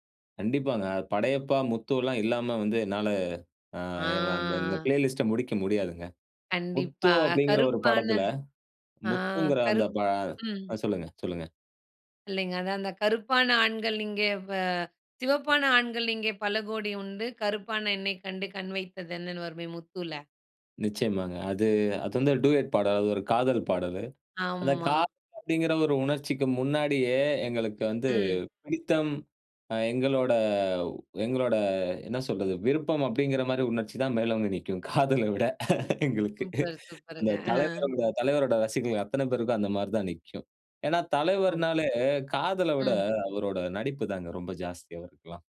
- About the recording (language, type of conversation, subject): Tamil, podcast, சின்ன வயதில் ரசித்த பாடல் இன்னும் மனதில் ஒலிக்கிறதா?
- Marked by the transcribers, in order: drawn out: "ஆ"; in English: "ப்ளேலிஸ்ட"; drawn out: "ஆமா"; laughing while speaking: "காதல விட எங்களுக்கு"; "ரசிகர்கள்" said as "ரசிகள்"